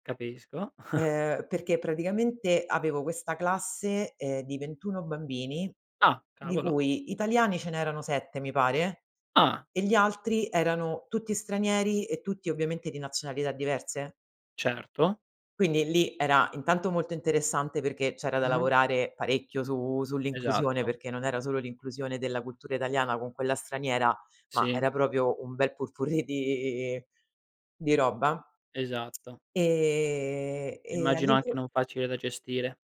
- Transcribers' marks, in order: chuckle; tapping; laughing while speaking: "pot-pourri"; in French: "pot-pourri"; tsk
- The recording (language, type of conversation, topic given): Italian, podcast, Come si può favorire l’inclusione dei nuovi arrivati?